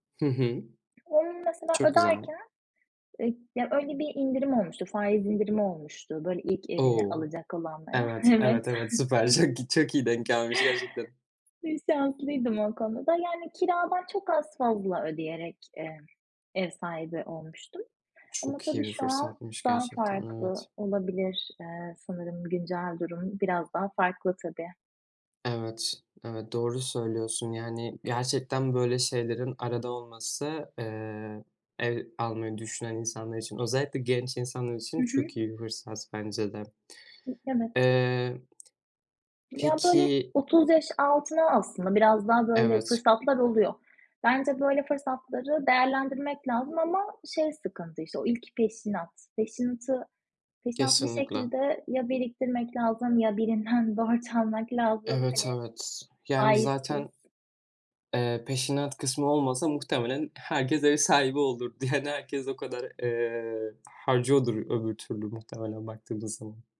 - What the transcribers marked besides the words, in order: other background noise; laughing while speaking: "çok çok iyi"; chuckle; laughing while speaking: "olurdu yani"
- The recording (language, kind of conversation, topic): Turkish, podcast, Ev alıp almama konusunda ne düşünüyorsun?